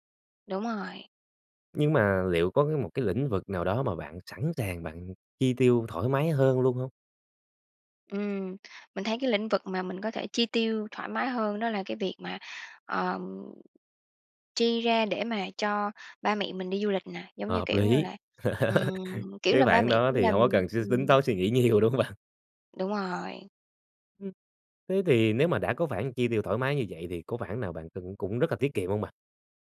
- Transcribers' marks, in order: laugh; laughing while speaking: "nhiều, đúng hông bạn?"
- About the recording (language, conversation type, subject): Vietnamese, podcast, Bạn cân bằng giữa tiết kiệm và tận hưởng cuộc sống thế nào?